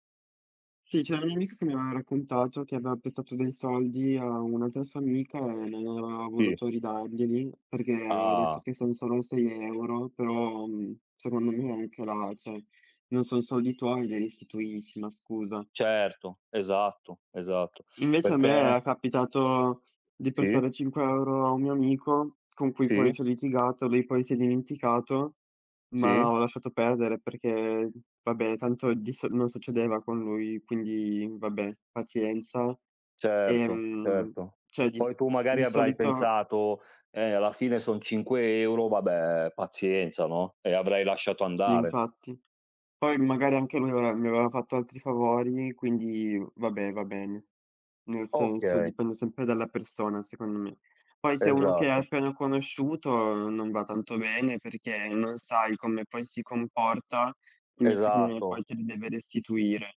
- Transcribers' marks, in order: "cioè" said as "ceh"; other background noise; tapping
- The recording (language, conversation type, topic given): Italian, unstructured, Hai mai litigato per soldi con un amico o un familiare?
- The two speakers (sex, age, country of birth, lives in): male, 18-19, Italy, Italy; male, 40-44, Italy, Italy